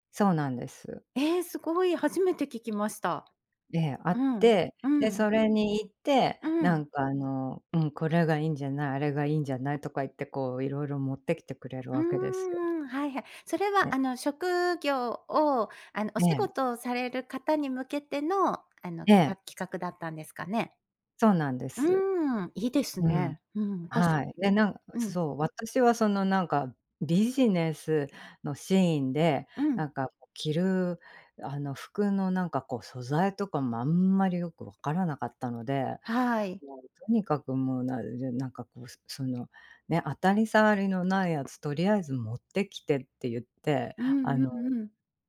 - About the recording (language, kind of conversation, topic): Japanese, podcast, 仕事や環境の変化で服装を変えた経験はありますか？
- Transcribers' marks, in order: other background noise